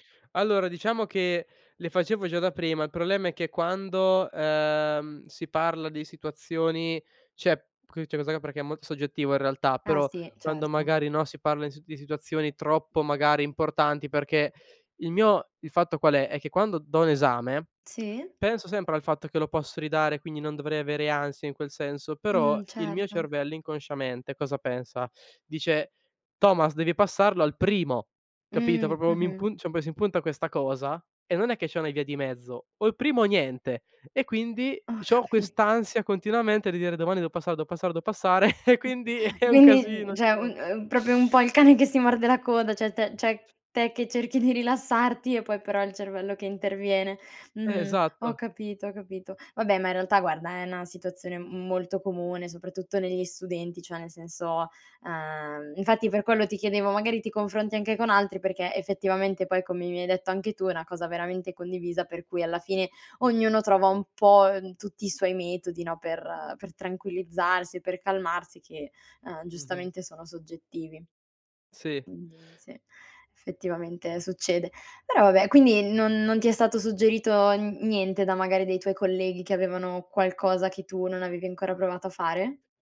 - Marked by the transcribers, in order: "problema" said as "prolema"; "cioè" said as "ceh"; unintelligible speech; stressed: "primo"; "Proprio" said as "propio"; "cioè" said as "ceh"; laughing while speaking: "Ho capi"; chuckle; "cioè" said as "ceh"; chuckle; laughing while speaking: "e quindi è un casino ogni volta!"; "proprio" said as "propio"; laughing while speaking: "cane"; "cioè" said as "ceh"; "cioè" said as "ceh"; laughing while speaking: "cerchi di rilassarti"; "una" said as "na"
- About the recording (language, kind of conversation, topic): Italian, podcast, Cosa fai per calmare la mente prima di dormire?